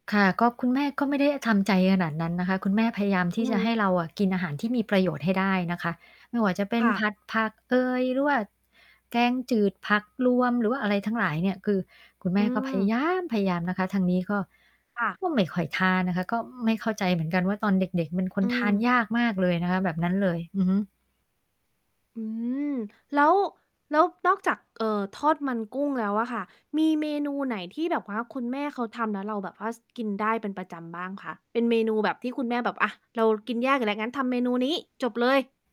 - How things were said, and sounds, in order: static
- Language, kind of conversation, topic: Thai, podcast, คุณช่วยเล่าอาหารโปรดตอนเด็กของคุณให้ฟังหน่อยได้ไหม?